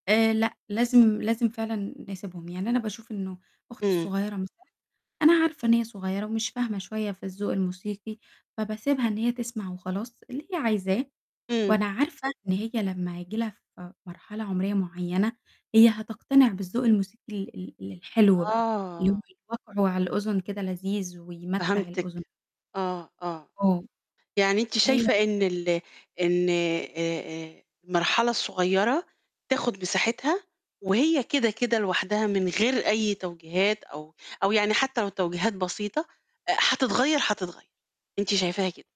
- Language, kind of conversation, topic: Arabic, podcast, إيه نوع الموسيقى المفضل عندك وليه؟
- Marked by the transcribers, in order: distorted speech